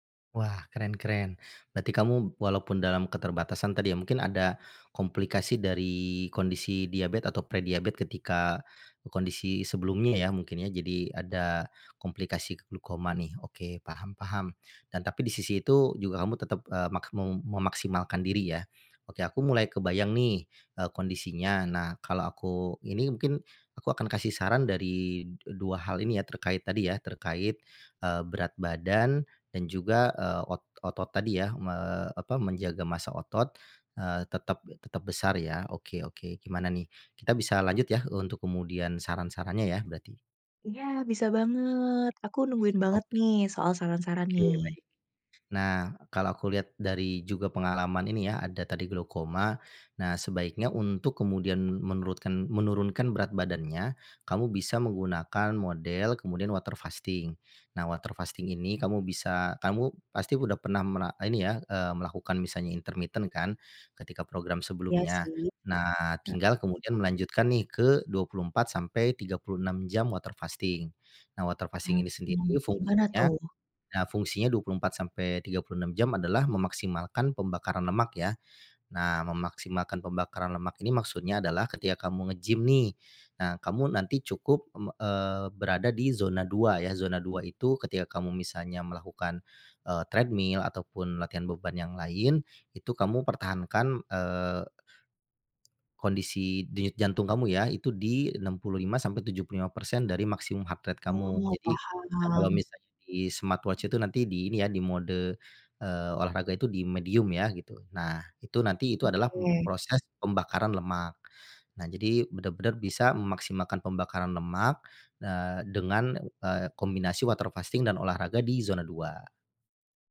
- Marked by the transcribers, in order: other background noise; in English: "water fasting"; in English: "water fasting"; in English: "water fasting"; in English: "water fasting"; in English: "treadmill"; in English: "heart rate"; in English: "smartwatch"; in English: "water fasting"
- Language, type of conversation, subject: Indonesian, advice, Bagaimana saya sebaiknya fokus dulu: menurunkan berat badan atau membentuk otot?